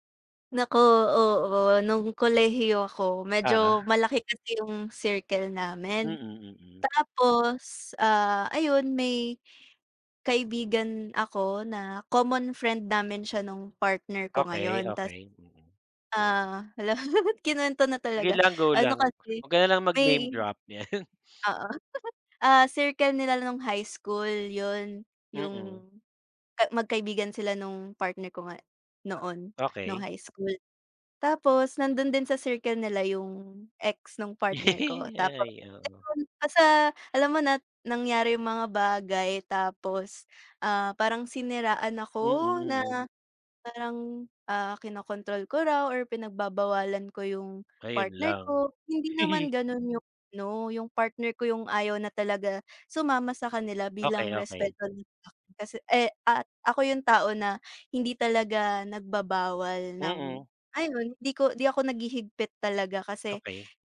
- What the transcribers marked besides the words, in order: laughing while speaking: "hala"; scoff; chuckle; laugh; giggle
- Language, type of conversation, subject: Filipino, unstructured, Ano ang pinakamahalaga sa iyo sa isang matalik na kaibigan?